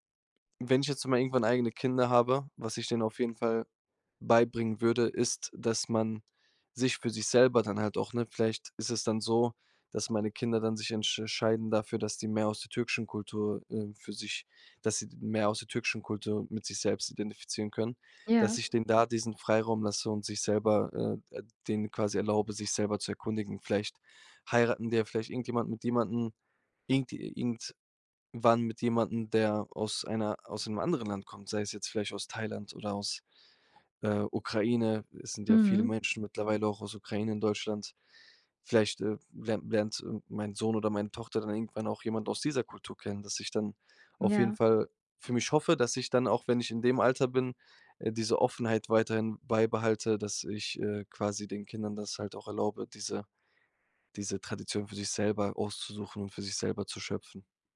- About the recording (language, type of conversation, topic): German, podcast, Wie entscheidest du, welche Traditionen du beibehältst und welche du aufgibst?
- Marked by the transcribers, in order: other noise